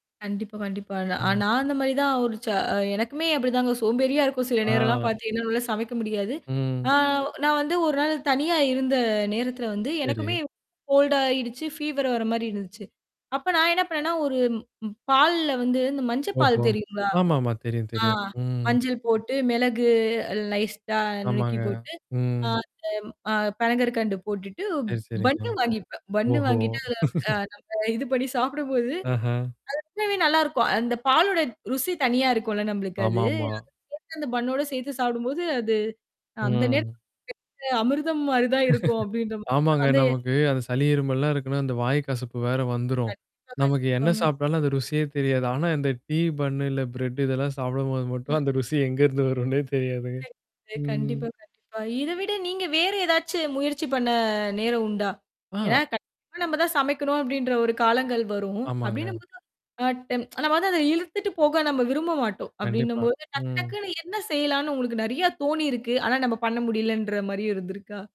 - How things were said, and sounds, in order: static; mechanical hum; drawn out: "ஆ"; tapping; in English: "கோல்டா"; in English: "ஃபீவர்"; "லைட்டா" said as "லைஸ்ட்டா"; chuckle; distorted speech; drawn out: "ம்"; laugh; in English: "பிரெட்"; chuckle; laughing while speaking: "அந்த ருசி எங்கேருந்து வரும்ன்னே தெரியாதுங்க. ம்"; drawn out: "ம்"; unintelligible speech
- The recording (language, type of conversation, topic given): Tamil, podcast, நேரமில்லாதபோது உடனடியாகச் செய்து சாப்பிடக்கூடிய எளிய ஆறுதல் உணவு எது?